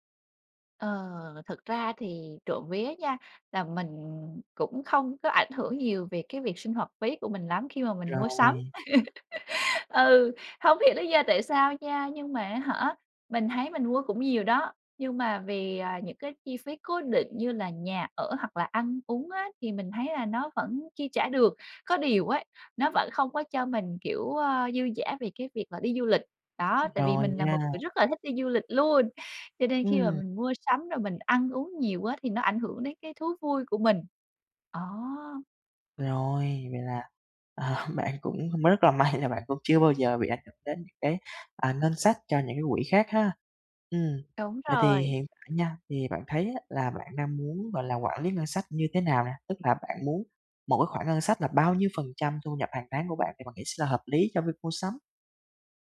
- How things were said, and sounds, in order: laugh; tapping
- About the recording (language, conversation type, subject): Vietnamese, advice, Làm sao tôi có thể quản lý ngân sách tốt hơn khi mua sắm?